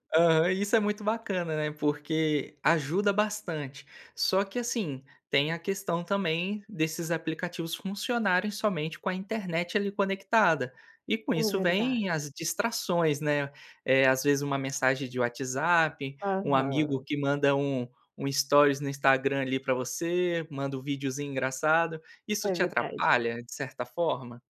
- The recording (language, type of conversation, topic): Portuguese, podcast, Como a tecnologia mudou seu jeito de estudar?
- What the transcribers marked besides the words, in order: none